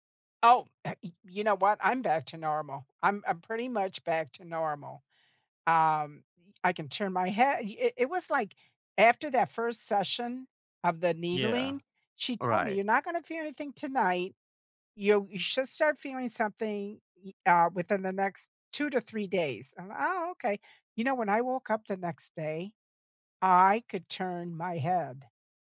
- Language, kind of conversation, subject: English, unstructured, How should I decide whether to push through a workout or rest?
- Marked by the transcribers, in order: background speech